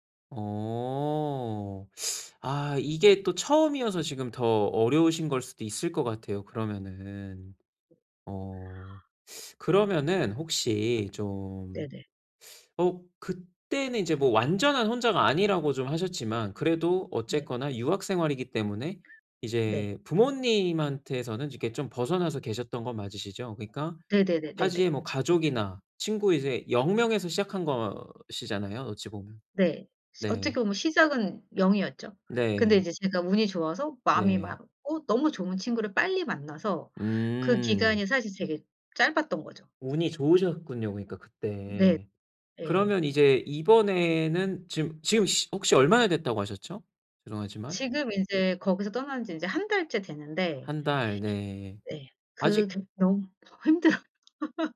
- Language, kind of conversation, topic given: Korean, advice, 변화로 인한 상실감을 기회로 바꾸기 위해 어떻게 시작하면 좋을까요?
- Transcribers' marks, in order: other background noise; laugh